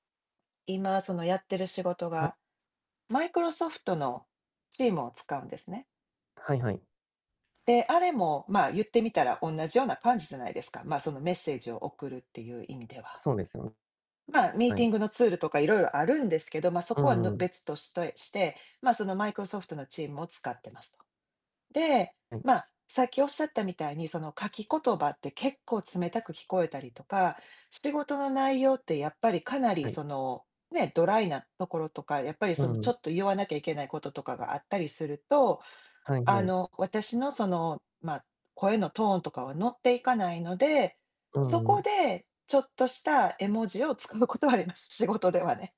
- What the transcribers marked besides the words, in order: static; laughing while speaking: "使うことはあります。仕事ではね"
- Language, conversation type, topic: Japanese, unstructured, SNSは人とのつながりにどのような影響を与えていますか？
- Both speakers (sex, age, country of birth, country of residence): female, 50-54, Japan, United States; male, 50-54, Japan, Japan